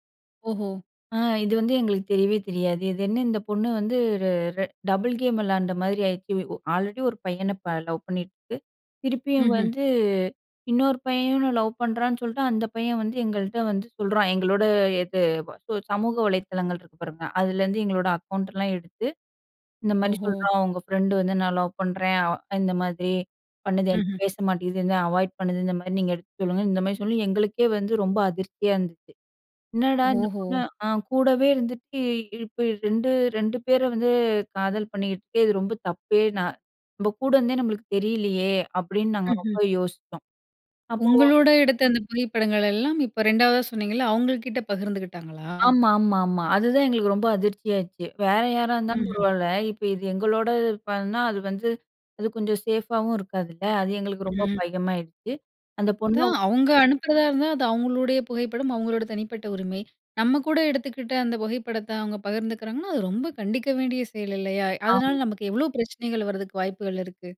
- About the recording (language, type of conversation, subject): Tamil, podcast, நம்பிக்கை குலைந்த நட்பை மீண்டும் எப்படி மீட்டெடுக்கலாம்?
- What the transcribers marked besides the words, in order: in English: "டபுள் கேம்"; in English: "அவாய்ட்"; other background noise